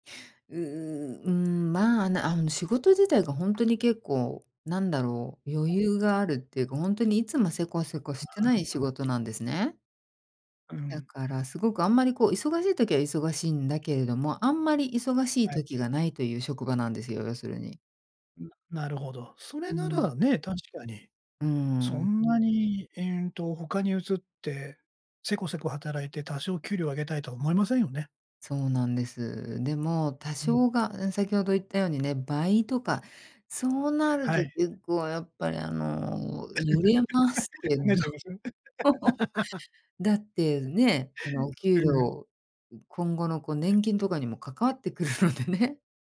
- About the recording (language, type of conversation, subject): Japanese, podcast, あなたは成長と安定のどちらを重視していますか？
- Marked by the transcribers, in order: tapping; other noise; unintelligible speech; laugh; laughing while speaking: "くるのでね"